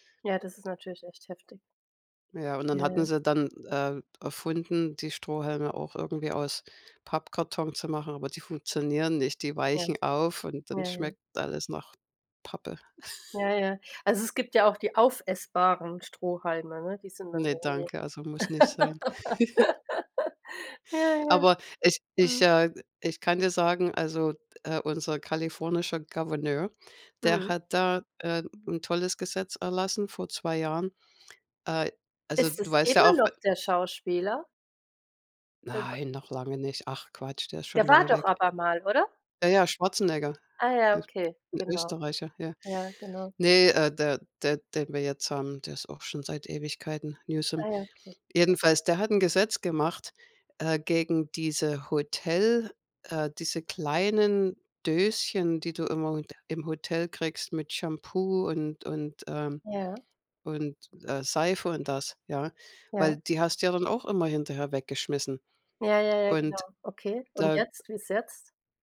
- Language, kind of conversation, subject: German, unstructured, Was stört dich an der Verschmutzung der Natur am meisten?
- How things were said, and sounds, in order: giggle; giggle; laugh; unintelligible speech; unintelligible speech